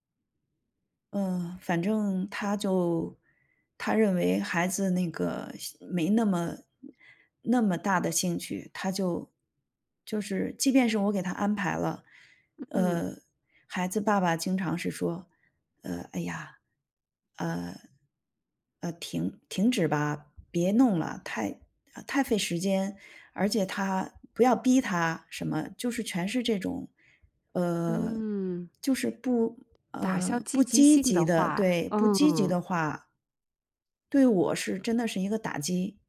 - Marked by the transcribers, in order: none
- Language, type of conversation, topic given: Chinese, advice, 你在为孩子或家人花钱时遇到过哪些矛盾？